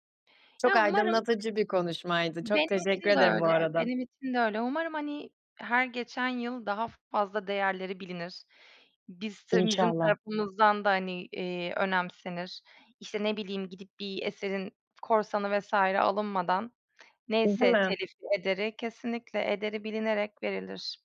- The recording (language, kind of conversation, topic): Turkish, unstructured, Sanatın hayatımızdaki en etkili yönü sizce nedir?
- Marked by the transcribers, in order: other background noise; unintelligible speech